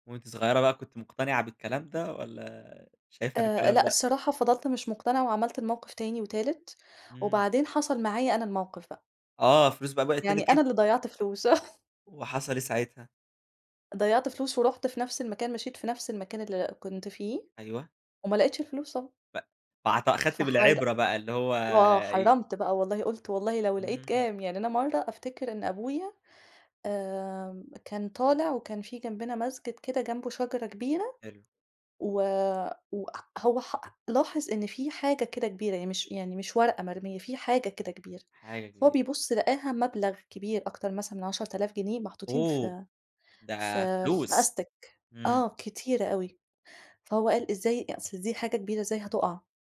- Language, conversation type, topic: Arabic, podcast, إيه أول درس اتعلمته في بيت أهلك؟
- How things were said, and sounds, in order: laughing while speaking: "آه"; tapping